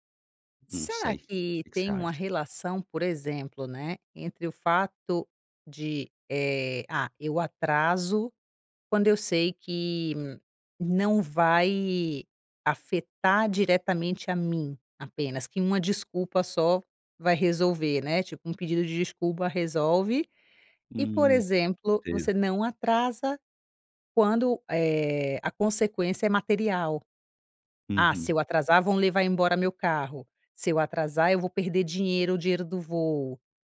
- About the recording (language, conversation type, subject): Portuguese, advice, Por que estou sempre atrasado para compromissos importantes?
- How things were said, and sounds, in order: none